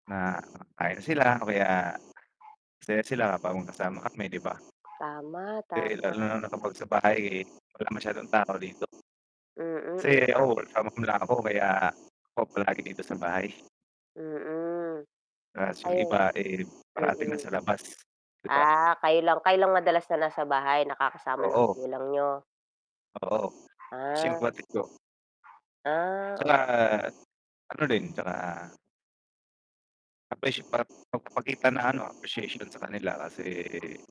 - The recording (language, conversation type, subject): Filipino, unstructured, Paano mo ipinapakita ang pagmamahal mo sa pamilya kahit sa maliliit na bagay?
- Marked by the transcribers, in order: distorted speech; static; dog barking; unintelligible speech; mechanical hum